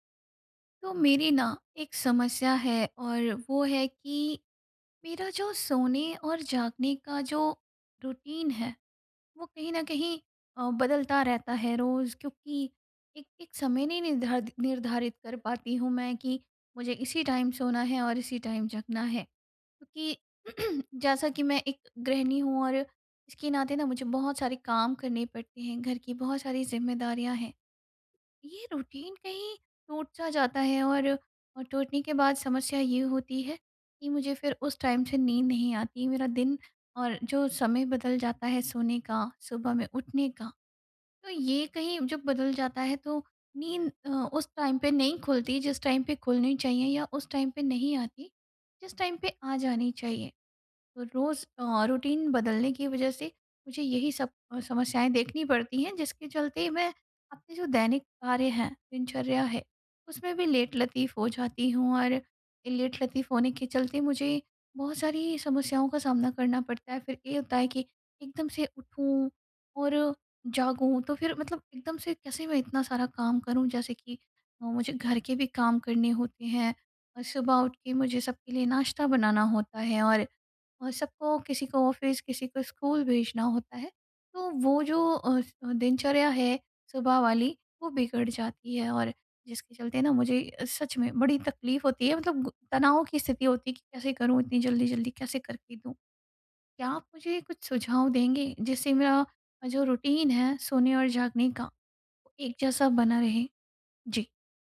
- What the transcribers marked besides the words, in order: in English: "रूटीन"; in English: "टाइम"; in English: "टाइम"; throat clearing; in English: "रूटीन"; in English: "टाइम"; in English: "टाइम"; in English: "टाइम"; in English: "टाइम"; in English: "टाइम"; in English: "रूटीन"; in English: "ऑफिस"; in English: "रूटीन"
- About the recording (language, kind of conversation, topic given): Hindi, advice, हम हर दिन एक समान सोने और जागने की दिनचर्या कैसे बना सकते हैं?